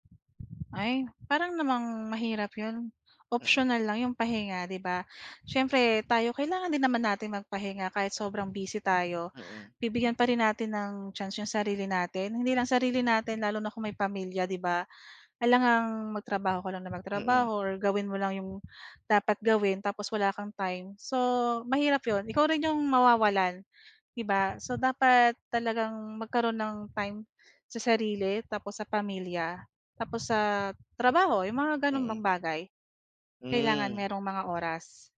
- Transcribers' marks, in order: fan; other background noise
- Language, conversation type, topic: Filipino, podcast, Ano ang paborito mong paraan para magpalipas ng oras nang sulit?